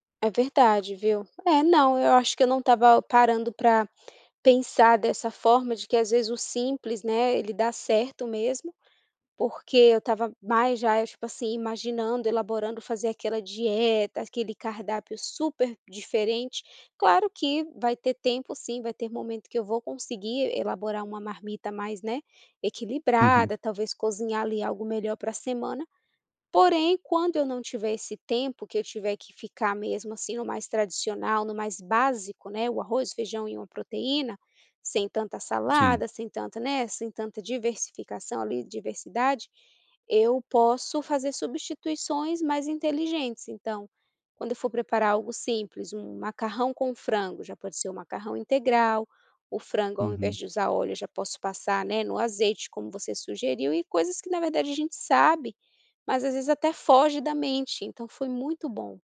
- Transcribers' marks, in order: none
- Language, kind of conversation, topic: Portuguese, advice, Por que me falta tempo para fazer refeições regulares e saudáveis?